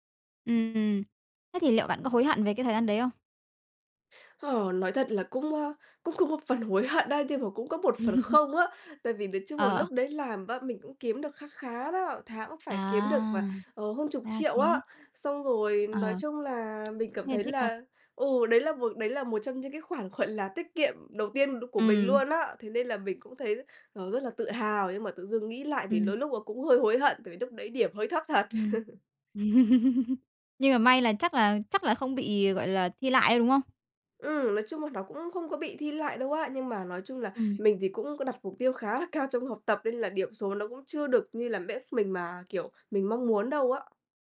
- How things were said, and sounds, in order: other background noise; chuckle; tapping; laughing while speaking: "gọi"; chuckle; in English: "mét"; "match" said as "mét"
- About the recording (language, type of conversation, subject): Vietnamese, podcast, Bạn ưu tiên tiền bạc hay thời gian rảnh hơn?